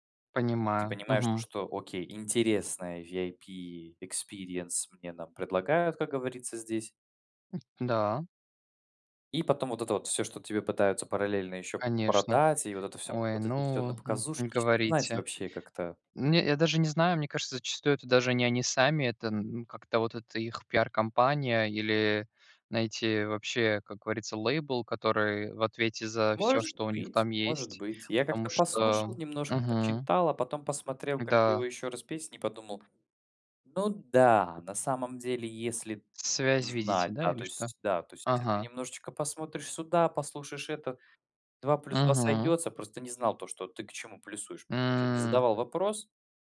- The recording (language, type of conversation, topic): Russian, unstructured, Стоит ли бойкотировать артиста из-за его личных убеждений?
- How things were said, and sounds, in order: in English: "experience"; other noise; drawn out: "М"